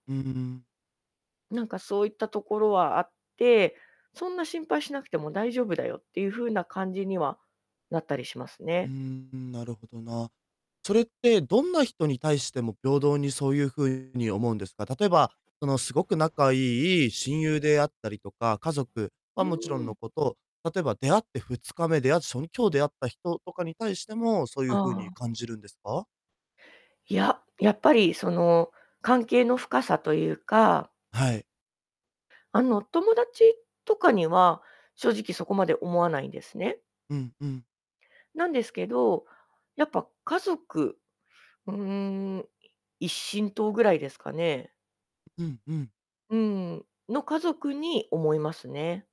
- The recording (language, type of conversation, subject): Japanese, advice, 老いや死を意識してしまい、人生の目的が見つけられないと感じるのはなぜですか？
- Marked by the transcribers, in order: distorted speech; static; tapping